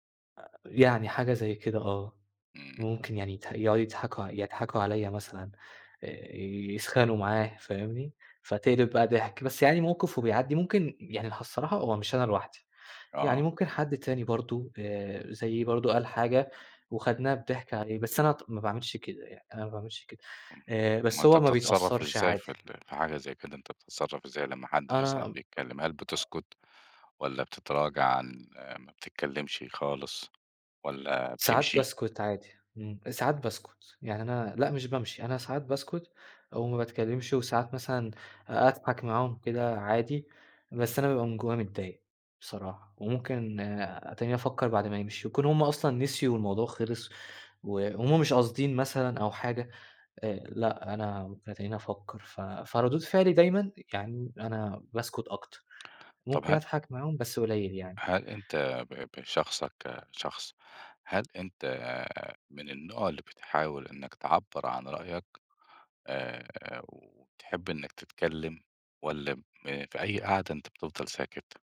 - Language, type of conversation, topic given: Arabic, advice, إزاي الخوف من الانتقاد بيمنعك تعبّر عن رأيك؟
- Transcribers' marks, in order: tapping